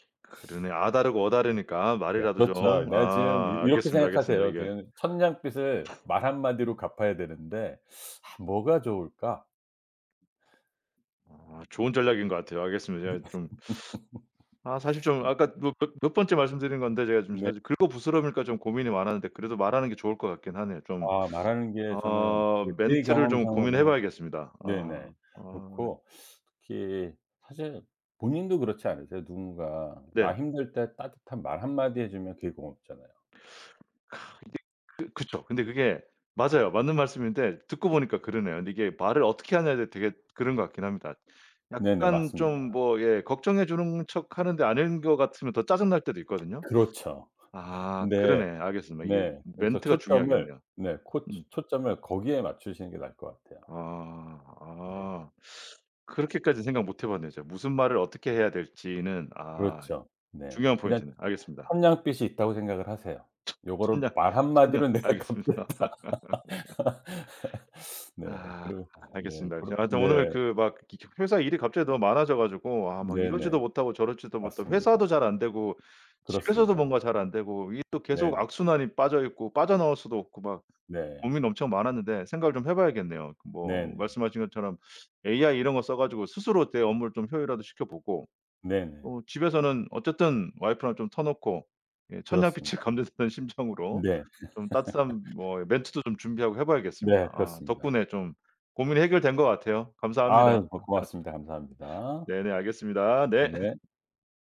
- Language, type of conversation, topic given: Korean, advice, 일과 삶의 경계를 다시 세우는 연습이 필요하다고 느끼는 이유는 무엇인가요?
- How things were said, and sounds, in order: other background noise; teeth sucking; laugh; teeth sucking; laughing while speaking: "천 천 냥 천 냥 알겠습니다"; laugh; laughing while speaking: "내가 갚겠다"; laugh; laughing while speaking: "천 냥 빚을 감는다는 심정으로"; laugh; laugh; laughing while speaking: "네"